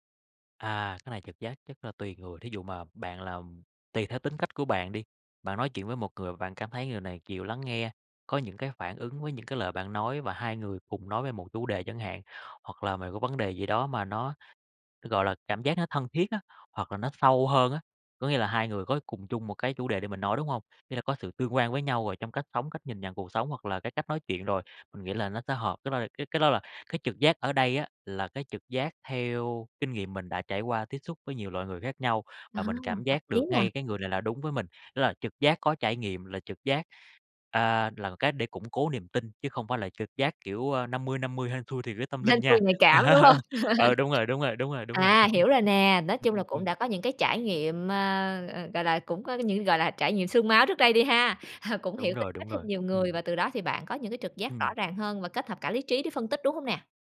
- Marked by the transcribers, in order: tapping; laugh; chuckle
- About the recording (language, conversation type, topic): Vietnamese, podcast, Bạn có mẹo kiểm chứng thông tin đơn giản không?